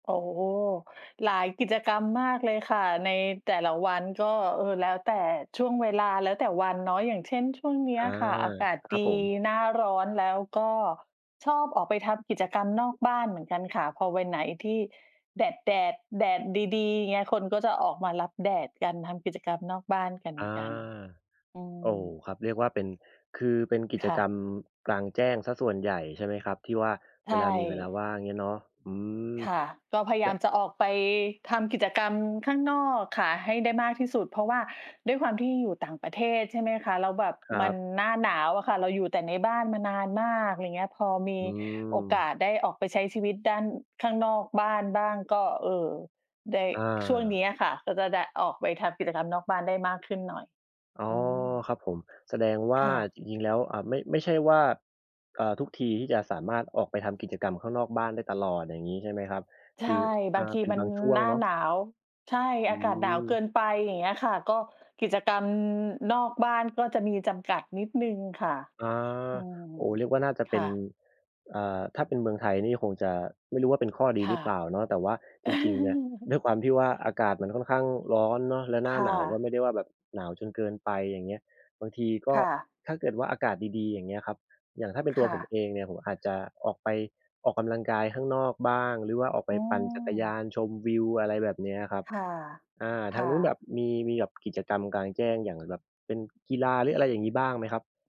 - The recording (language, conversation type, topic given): Thai, unstructured, เวลาว่างคุณชอบทำกิจกรรมอะไรที่จะทำให้คุณมีความสุขมากที่สุด?
- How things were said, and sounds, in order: other background noise; chuckle